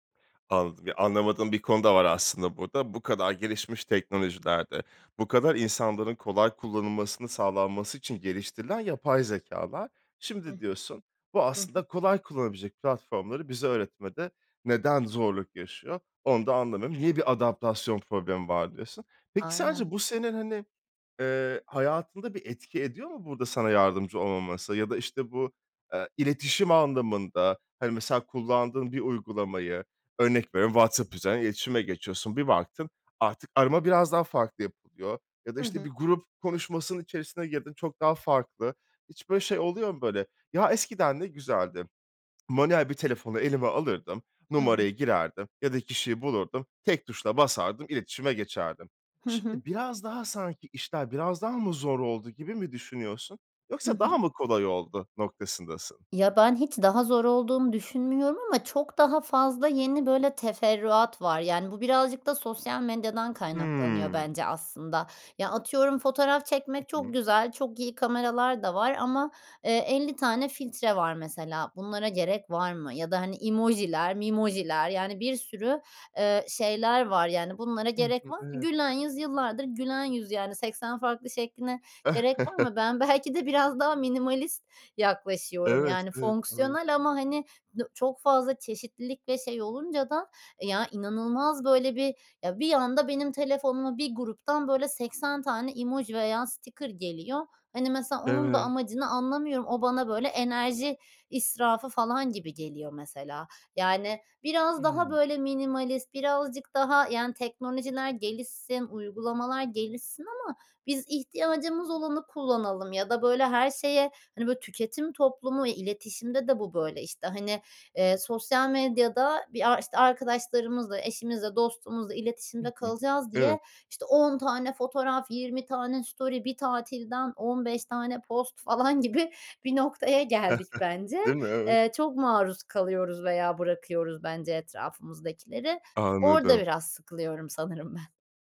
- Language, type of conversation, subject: Turkish, podcast, Teknoloji iletişimimizi nasıl etkiliyor sence?
- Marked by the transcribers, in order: other background noise; swallow; tapping; chuckle; in English: "story"; in English: "post"; laughing while speaking: "falan gibi bir noktaya geldik"; chuckle